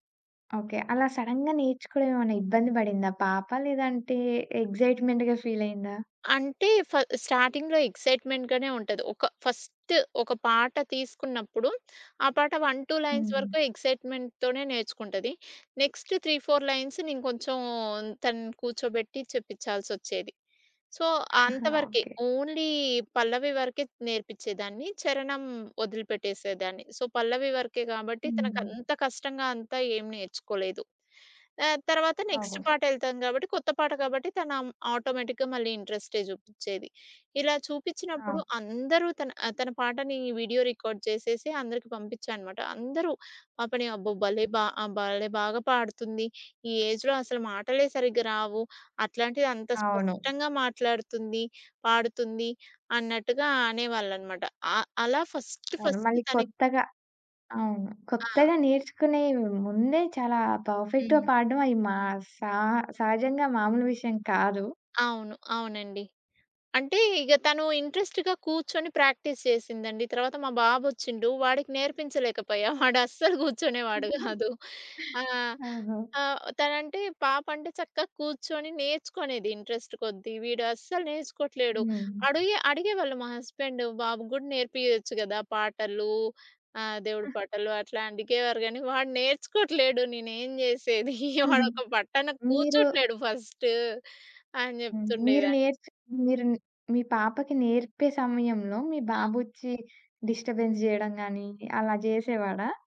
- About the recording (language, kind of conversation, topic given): Telugu, podcast, మీ పిల్లలకు మీ సంస్కృతిని ఎలా నేర్పిస్తారు?
- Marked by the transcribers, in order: in English: "సడెన్‌గా"; in English: "ఎక్సైట్‌మెంట్‌గా ఫీల్"; tapping; in English: "స్టార్టింగ్‌లో ఎక్సైట్‌మెంట్‌గానే"; in English: "ఫస్ట్"; in English: "వన్ టూ లైన్స్"; in English: "ఎక్సైట్‌మెంట్‌తోనే"; in English: "నెక్స్ట్ త్రీ ఫోర్ లైన్స్"; chuckle; in English: "సో"; in English: "ఓన్లీ"; in English: "సో"; in English: "నెక్స్ట్"; in English: "ఆటోమేటిక్‌గా"; in English: "వీడియో రికార్డ్"; in English: "ఏజ్‌లో"; in English: "ఫస్ట్ ఫస్ట్"; in English: "పర్ఫెక్ట్‌గా"; in English: "ఇంట్రెస్ట్‌గా"; in English: "ప్రాక్టీస్"; laughing while speaking: "వాడస్సలు కూర్చునేవాడు కాదు"; giggle; in English: "ఇంట్రెస్ట్"; laughing while speaking: "వాడొక పట్టన కూర్చోట్లేదు"; other background noise; in English: "డిస్టర్బెన్స్"